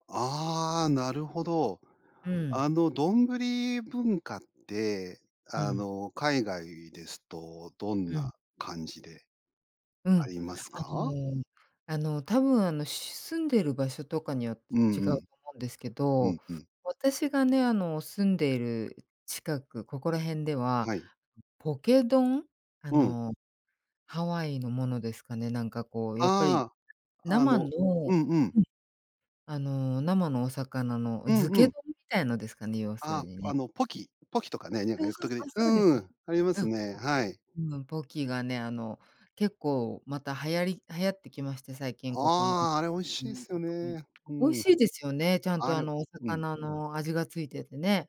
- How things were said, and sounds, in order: unintelligible speech; unintelligible speech
- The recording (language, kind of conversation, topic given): Japanese, podcast, 短時間で作れるご飯、どうしてる？